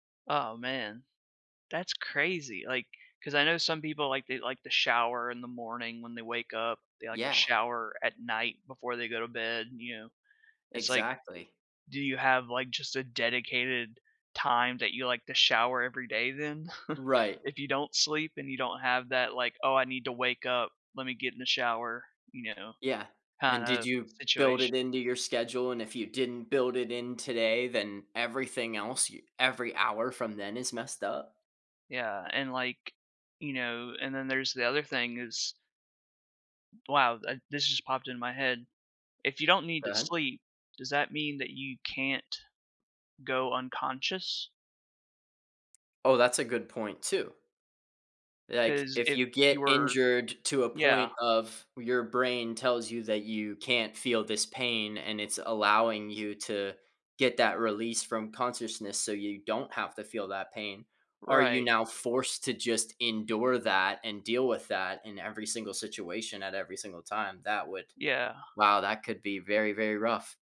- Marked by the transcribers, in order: chuckle; tapping
- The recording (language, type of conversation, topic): English, unstructured, How would you prioritize your day without needing to sleep?